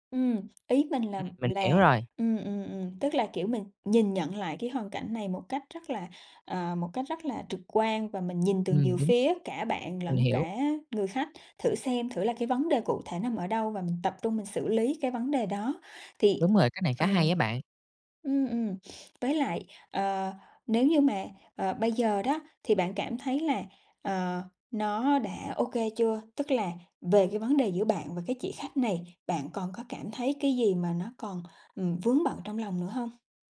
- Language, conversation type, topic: Vietnamese, advice, Bạn đã nhận phản hồi gay gắt từ khách hàng như thế nào?
- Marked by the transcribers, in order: tapping